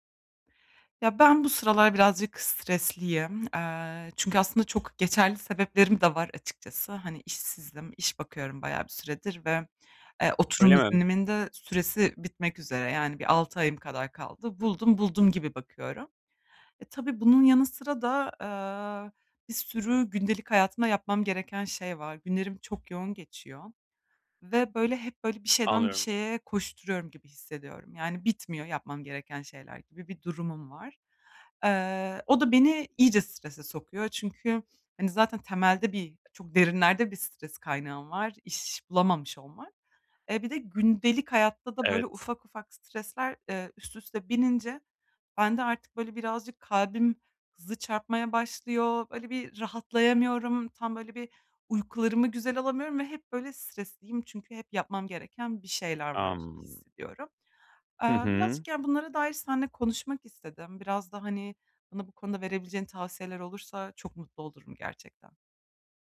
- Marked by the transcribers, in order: other background noise; tapping
- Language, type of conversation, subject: Turkish, advice, Gün içinde bunaldığım anlarda hızlı ve etkili bir şekilde nasıl topraklanabilirim?